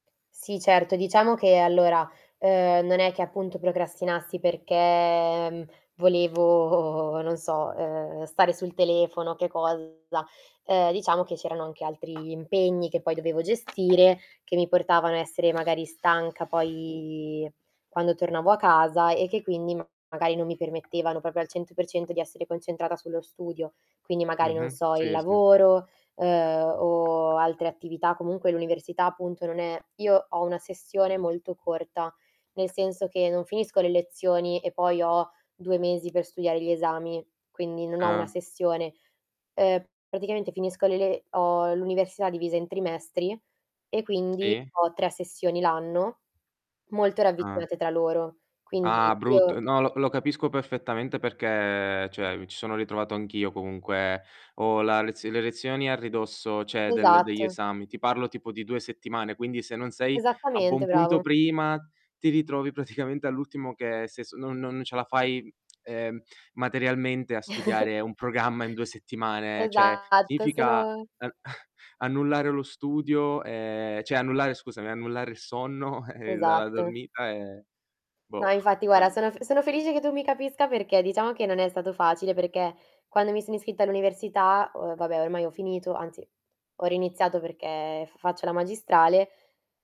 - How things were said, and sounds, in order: static; drawn out: "perché"; tapping; distorted speech; other background noise; "proprio" said as "popio"; "cioè" said as "ceh"; laughing while speaking: "praticamente"; chuckle; "Cioè" said as "ceh"; chuckle; "cioè" said as "ceh"; laughing while speaking: "e"
- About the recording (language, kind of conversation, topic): Italian, podcast, Come ti organizzi quando hai tante cose da studiare?